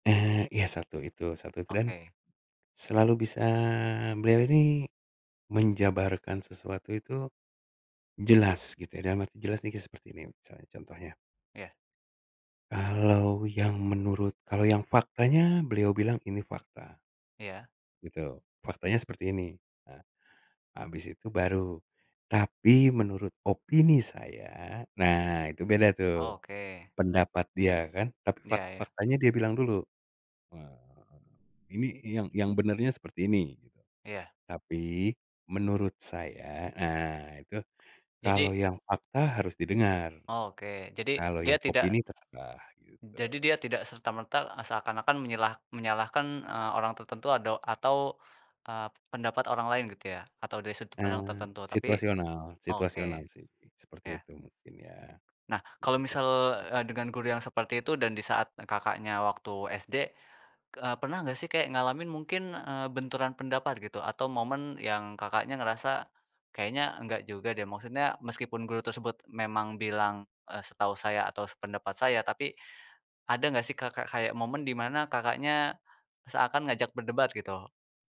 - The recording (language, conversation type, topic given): Indonesian, podcast, Siapa guru atau pembimbing yang paling berkesan bagimu, dan mengapa?
- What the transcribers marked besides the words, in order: tapping